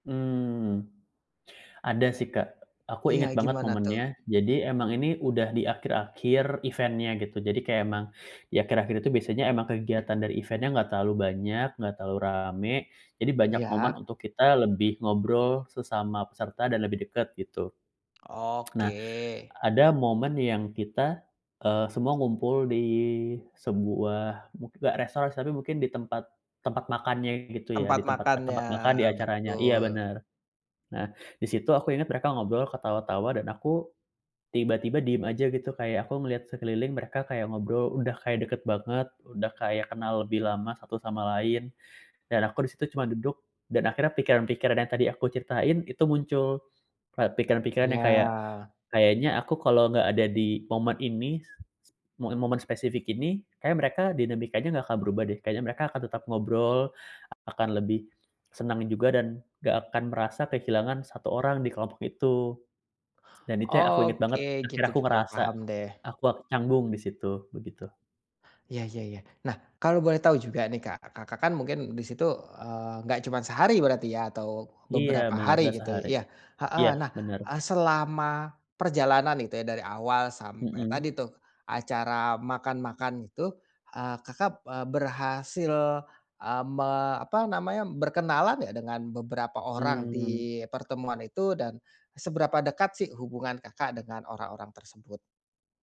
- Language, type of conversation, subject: Indonesian, advice, Bagaimana cara mengatasi rasa canggung saat merayakan sesuatu bersama kelompok?
- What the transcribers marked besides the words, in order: in English: "event-nya"; tapping; in English: "event-nya"; swallow; lip smack; other background noise